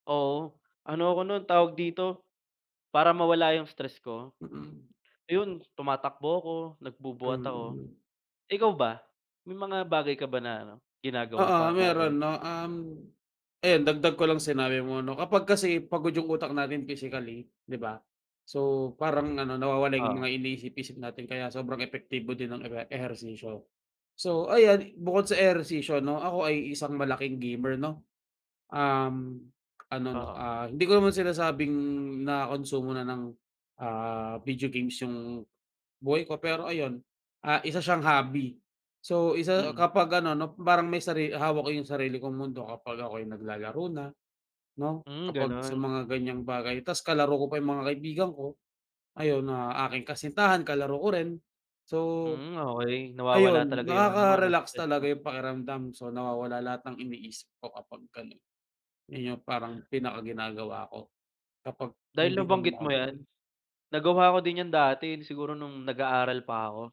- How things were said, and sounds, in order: other background noise; tapping; wind
- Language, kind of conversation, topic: Filipino, unstructured, Ano ang ginagawa mo kapag sobra ang stress na nararamdaman mo?